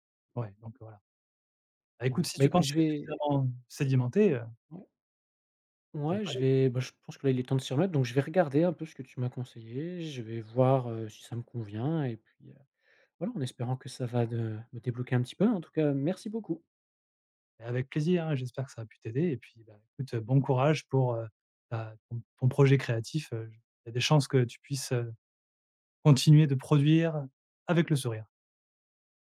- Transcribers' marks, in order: none
- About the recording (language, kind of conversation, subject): French, advice, Comment surmonter le doute après un échec artistique et retrouver la confiance pour recommencer à créer ?